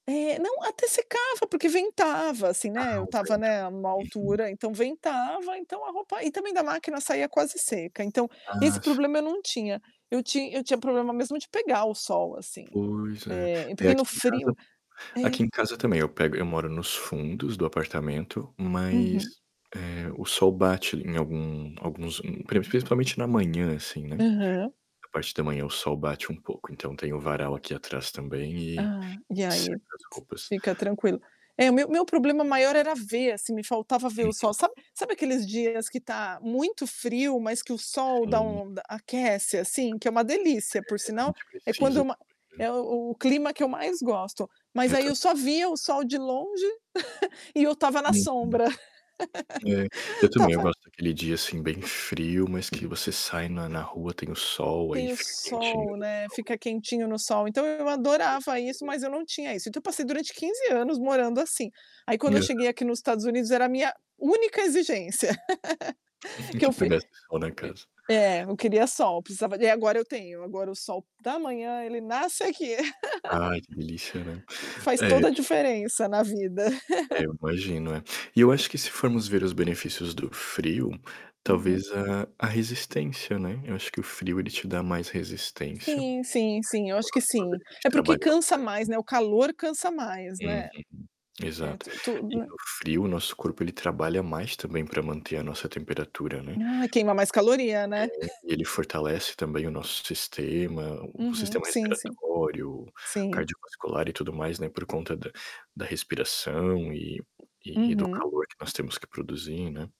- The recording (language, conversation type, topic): Portuguese, unstructured, Quais são os benefícios de praticar esportes ao ar livre em diferentes condições climáticas?
- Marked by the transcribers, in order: static; distorted speech; tapping; other background noise; chuckle; laugh; laugh; mechanical hum; laugh; chuckle; chuckle